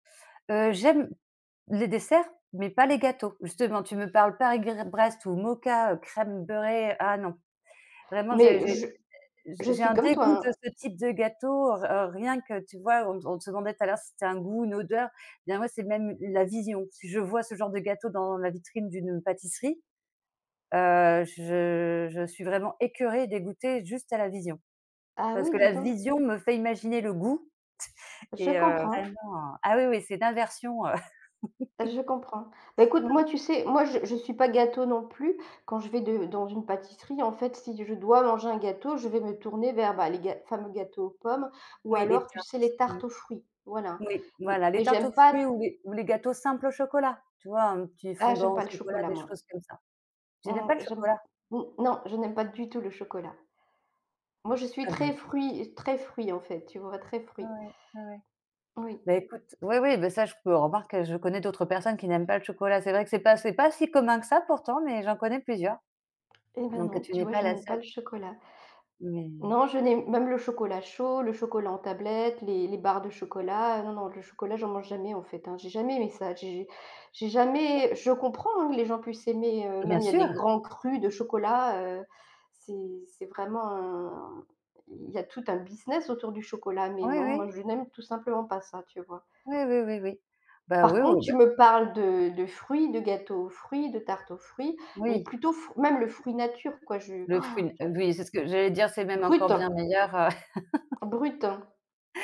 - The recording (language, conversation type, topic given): French, unstructured, Quel plat te rappelle ton enfance et pourquoi ?
- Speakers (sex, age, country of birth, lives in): female, 45-49, France, France; female, 55-59, France, France
- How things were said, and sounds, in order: other background noise; tapping; chuckle; background speech; unintelligible speech; gasp; unintelligible speech; chuckle